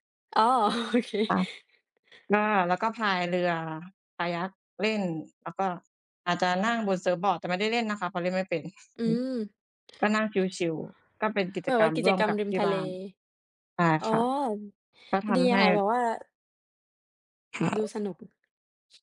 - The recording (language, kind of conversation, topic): Thai, unstructured, คุณเคยมีประสบการณ์สนุกๆ กับครอบครัวไหม?
- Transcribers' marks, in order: laughing while speaking: "โอเค"; tapping; other background noise; chuckle